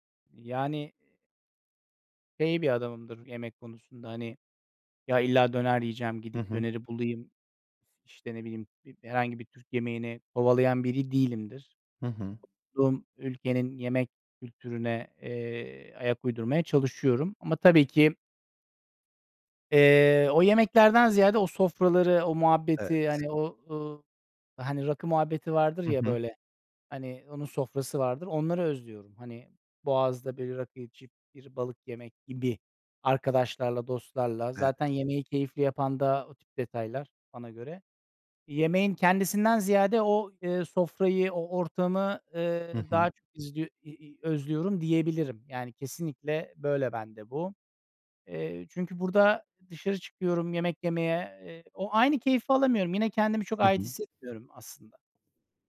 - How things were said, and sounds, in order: other background noise
- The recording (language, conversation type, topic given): Turkish, podcast, Bir yere ait olmak senin için ne anlama geliyor ve bunu ne şekilde hissediyorsun?